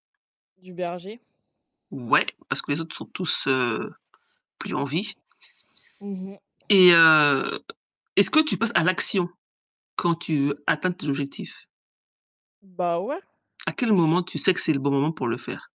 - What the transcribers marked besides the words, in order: other background noise; static; tapping
- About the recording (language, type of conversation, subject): French, unstructured, Quelles étapes suis-tu pour atteindre tes objectifs ?
- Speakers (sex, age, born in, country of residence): female, 25-29, France, France; female, 40-44, France, United States